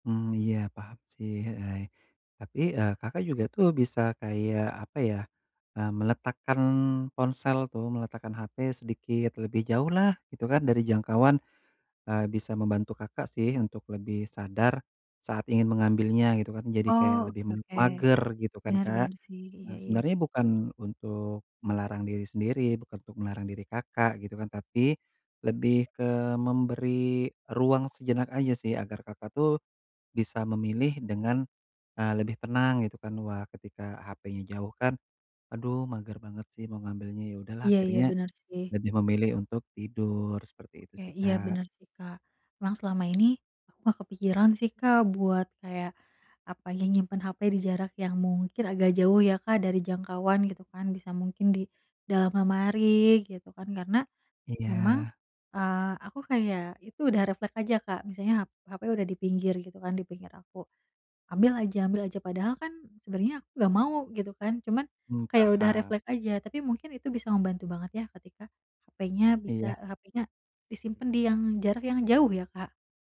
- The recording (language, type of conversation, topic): Indonesian, advice, Bagaimana cara mengurangi kebiasaan menatap layar sebelum tidur setiap malam?
- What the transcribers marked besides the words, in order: none